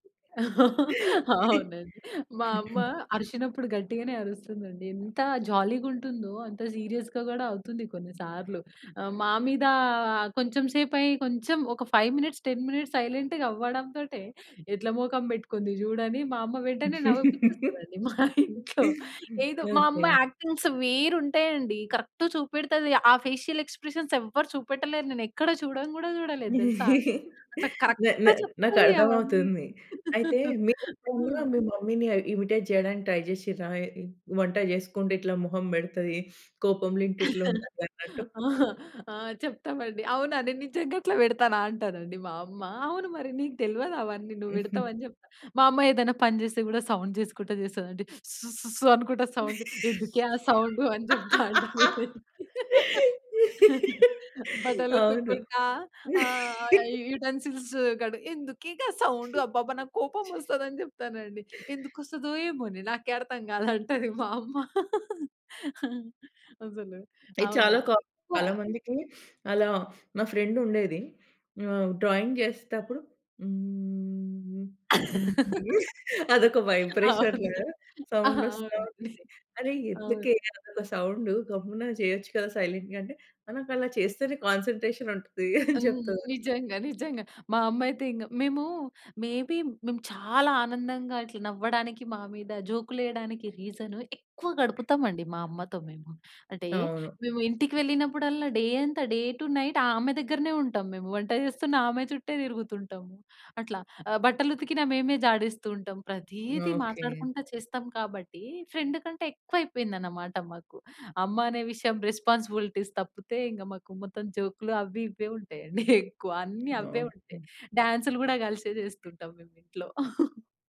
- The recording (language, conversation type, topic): Telugu, podcast, గొడవలో హాస్యాన్ని ఉపయోగించడం ఎంతవరకు సహాయపడుతుంది?
- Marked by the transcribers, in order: laughing while speaking: "అవు‌నండి"; chuckle; throat clearing; in English: "జాలీగా"; in English: "సీరియస్‌గా"; in English: "ఫైవ్ మినిట్స్, టెన్ మినిట్స్, సైలెంట్‌గా"; laugh; laughing while speaking: "మా ఇంట్లో"; in English: "యాక్టింగ్స్"; in English: "కరెక్ట్"; in English: "ఫేషియల్ ఎక్స్ప్రెషన్స్"; chuckle; in English: "కరెక్ట్"; in English: "మమ్మీ‌ని ఇమిటేట్"; laugh; in English: "ట్రై"; chuckle; chuckle; in English: "సౌండ్"; laughing while speaking: "అవును"; in English: "సౌండ్"; in English: "సౌండ్"; laugh; in English: "యు యుటెన్సిల్స్"; other background noise; in English: "సౌండ్"; laugh; in English: "ఫ్రెండ్"; in English: "డ్రాయింగ్"; in English: "వైబ్రేషన్ సౌండ్"; laugh; in English: "సౌండ్"; in English: "సైలెంట్‌గా"; in English: "కాన్సంట్రేషన్"; laughing while speaking: "అని"; in English: "మే బి"; in English: "రీజన్"; in English: "డే"; in English: "డే టూ నైట్"; in English: "ఫ్రెండ్"; in English: "రెస్పాన్సిబిలిటీస్"; chuckle